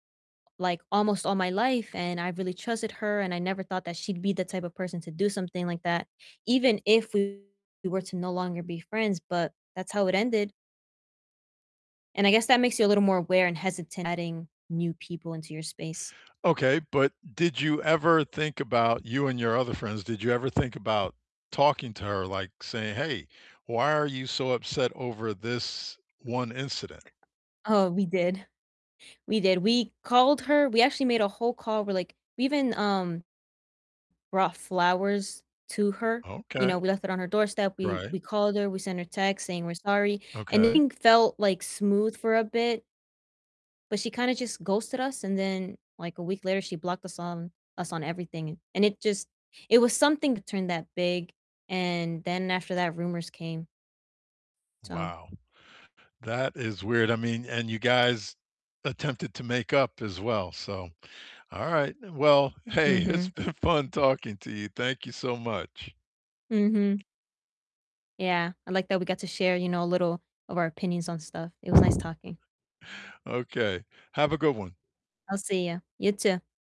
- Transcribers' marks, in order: distorted speech; other background noise; laughing while speaking: "did"; tapping; laughing while speaking: "hey, it's been fun"
- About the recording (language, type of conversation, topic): English, unstructured, How do you react to someone who spreads false rumors?
- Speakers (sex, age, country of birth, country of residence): female, 18-19, United States, United States; male, 60-64, United States, United States